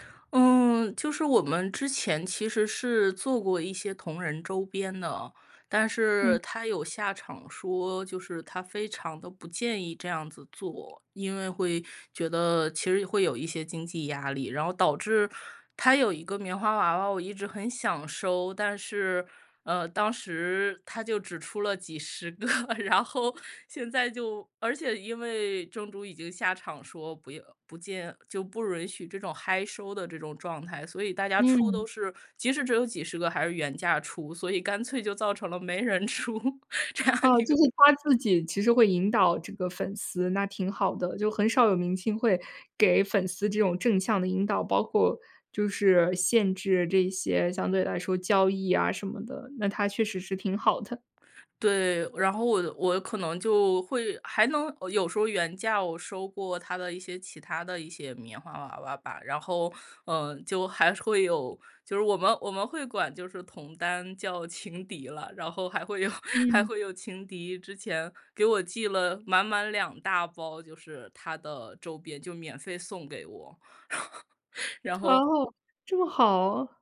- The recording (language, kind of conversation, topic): Chinese, podcast, 你能和我们分享一下你的追星经历吗？
- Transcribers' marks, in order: laughing while speaking: "个，然后现在就"; laughing while speaking: "没人出，这样一个"; laughing while speaking: "还会有 还会有"; laugh